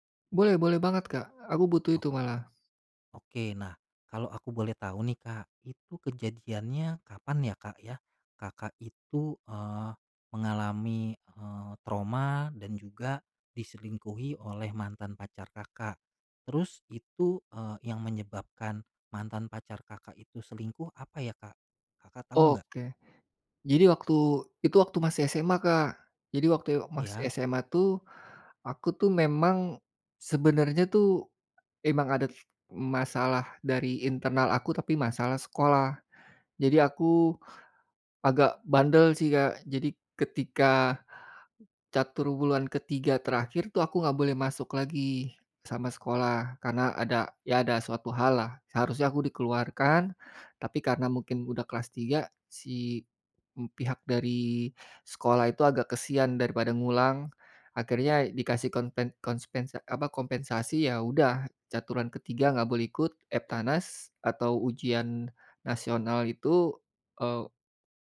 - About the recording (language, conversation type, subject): Indonesian, advice, Bagaimana cara mengatasi rasa takut memulai hubungan baru setelah putus karena khawatir terluka lagi?
- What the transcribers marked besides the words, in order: none